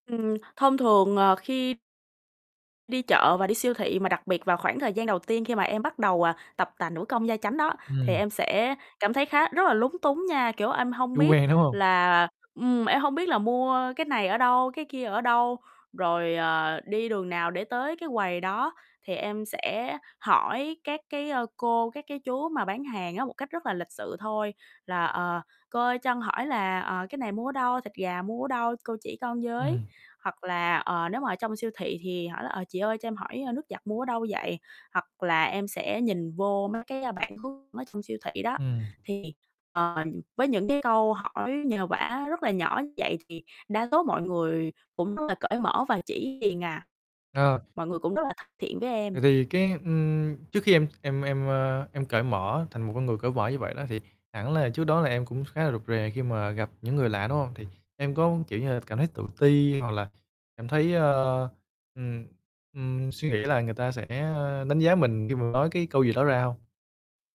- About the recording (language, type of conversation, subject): Vietnamese, podcast, Làm sao để bắt chuyện với người lạ một cách tự nhiên?
- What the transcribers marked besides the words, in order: distorted speech; static